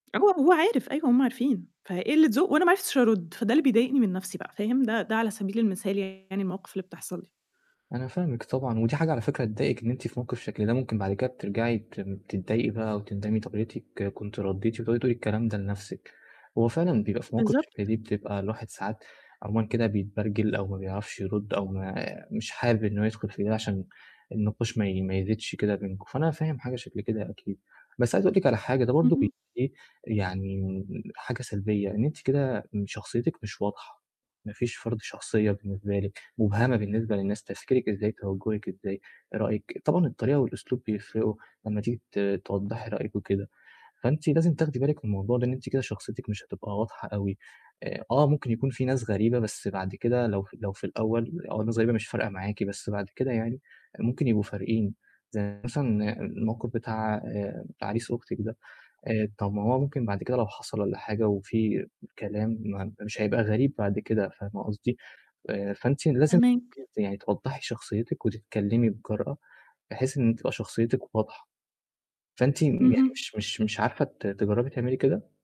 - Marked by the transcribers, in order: tapping; distorted speech; unintelligible speech; unintelligible speech
- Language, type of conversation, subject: Arabic, advice, إزاي أزوّد ثقتي في نفسي عشان أعرف أتفاعل بسهولة في المواقف الاجتماعية؟